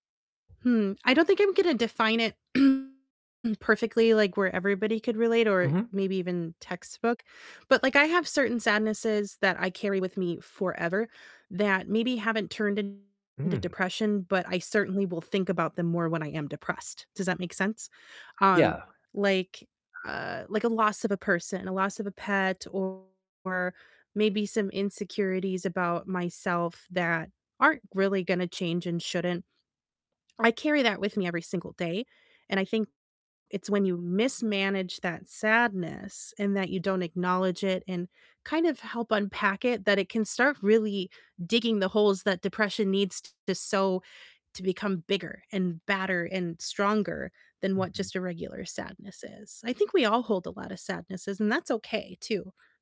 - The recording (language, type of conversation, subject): English, unstructured, How can you tell the difference between sadness and depression?
- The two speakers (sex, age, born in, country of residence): female, 35-39, United States, United States; male, 30-34, United States, United States
- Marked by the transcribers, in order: tapping; throat clearing; distorted speech